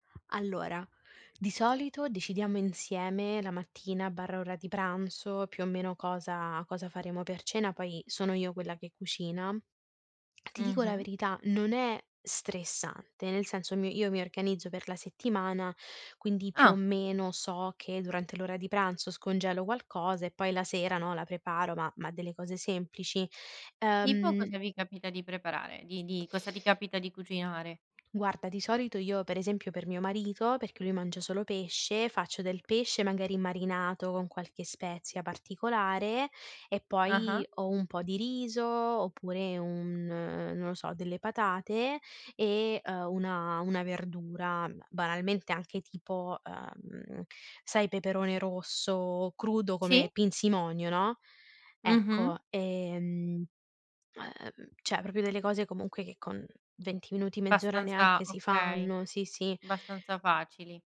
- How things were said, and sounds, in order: tapping; "cioè" said as "ceh"; "Abbastanza" said as "bastanza"
- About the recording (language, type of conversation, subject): Italian, podcast, Qual è il tuo rituale serale per rilassarti?